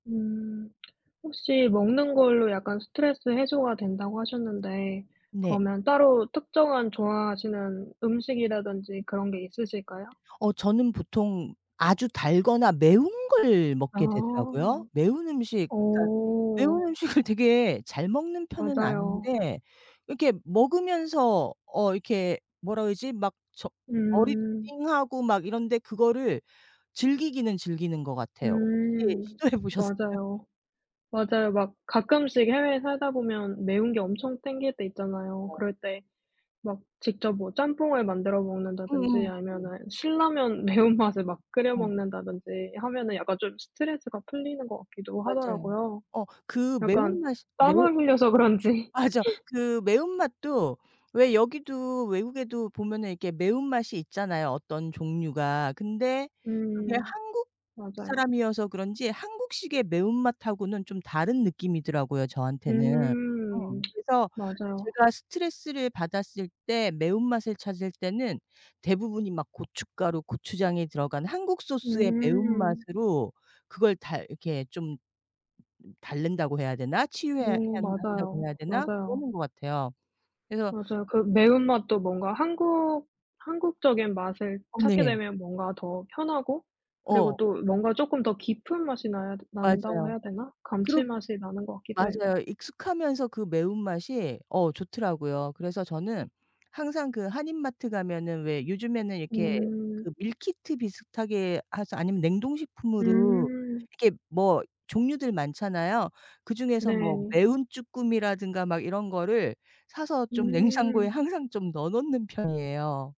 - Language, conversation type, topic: Korean, unstructured, 당신은 스트레스를 어떻게 해소하시나요?
- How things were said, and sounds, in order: tapping; laughing while speaking: "시도해 보셨어요?"; other background noise; laughing while speaking: "그런지"; background speech